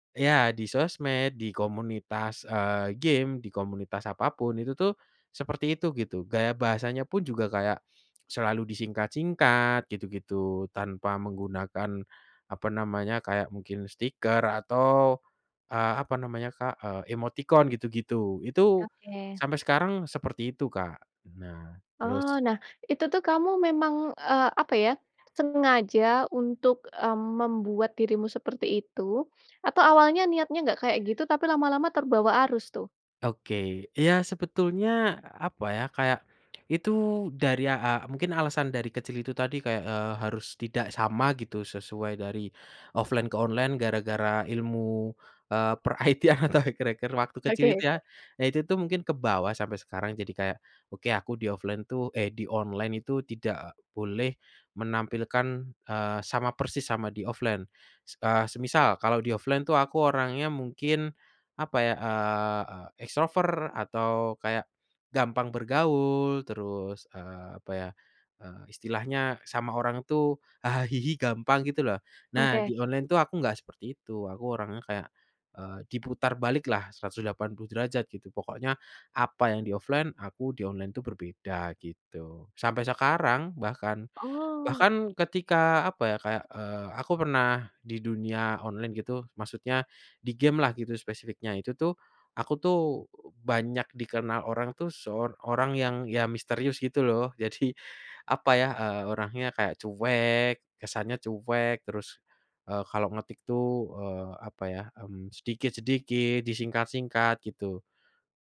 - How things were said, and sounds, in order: in English: "emoticon"; tapping; in English: "offline"; in English: "hacker-hacker"; in English: "di-offline itu"; in English: "di-offline"; in English: "di-offline itu"; in English: "extrovert"; in English: "di-offline"
- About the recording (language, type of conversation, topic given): Indonesian, podcast, Pernah nggak kamu merasa seperti bukan dirimu sendiri di dunia online?
- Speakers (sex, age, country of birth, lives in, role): female, 20-24, Indonesia, Indonesia, host; male, 25-29, Indonesia, Indonesia, guest